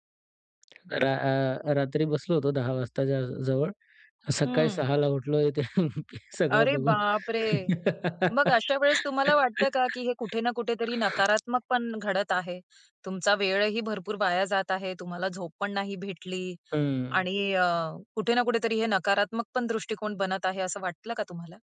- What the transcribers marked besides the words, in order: other background noise; chuckle; laugh
- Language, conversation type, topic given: Marathi, podcast, अनेक भाग सलग पाहण्याबद्दल तुमचं काय मत आहे?